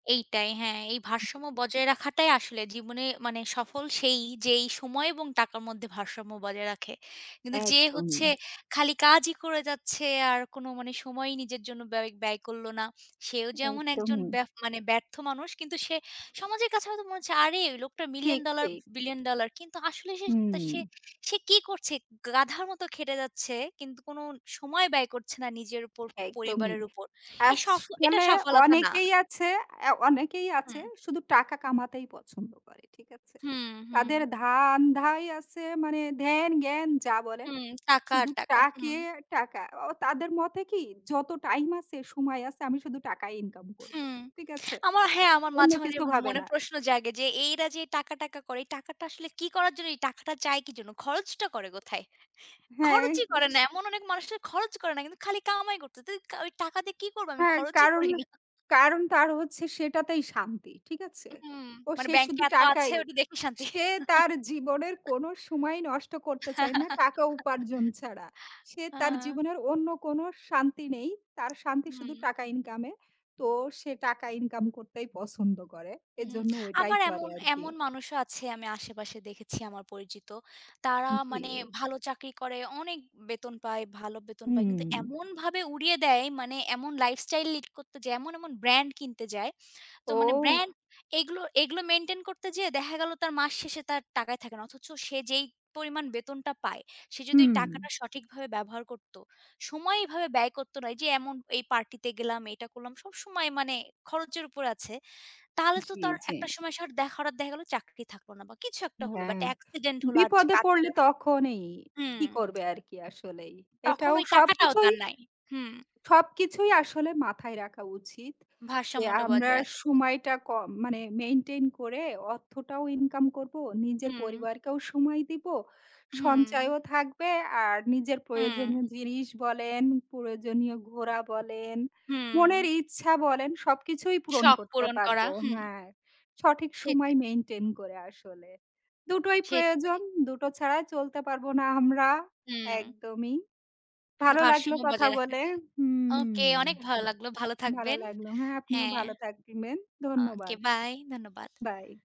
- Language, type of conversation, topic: Bengali, unstructured, আপনার মতে কোনটি বেশি গুরুত্বপূর্ণ—সময় নাকি টাকা?
- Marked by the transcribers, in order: other background noise; laughing while speaking: "খরচই করি না"; laughing while speaking: "শান্তি। আ"; laugh; tapping; in English: "মেনটেইন"; in English: "মেইনটেইন"; in English: "মেইনটেইন"